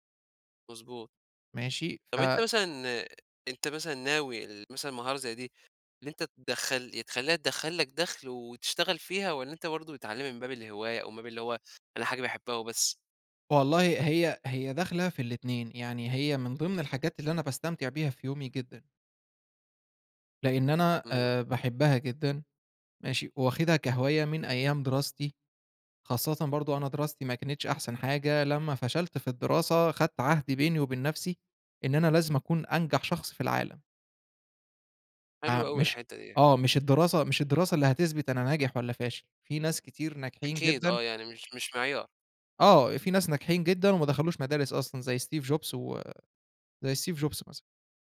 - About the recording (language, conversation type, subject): Arabic, podcast, إزاي بتوازن بين استمتاعك اليومي وخططك للمستقبل؟
- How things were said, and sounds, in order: none